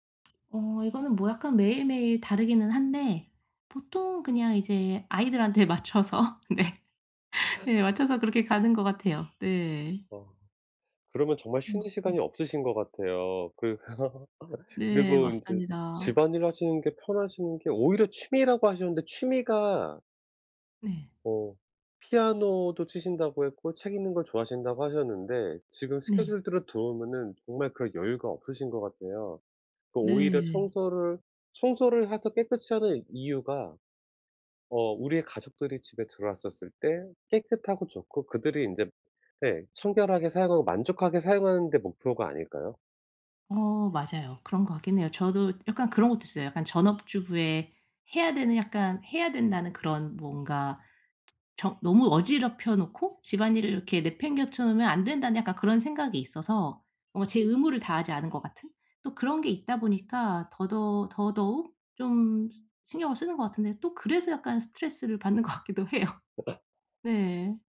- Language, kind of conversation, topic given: Korean, advice, 집에서 어떻게 하면 제대로 휴식을 취할 수 있을까요?
- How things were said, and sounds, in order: other background noise; laughing while speaking: "맞춰서 네"; gasp; laugh; laughing while speaking: "받는 것 같기도 해요"; tapping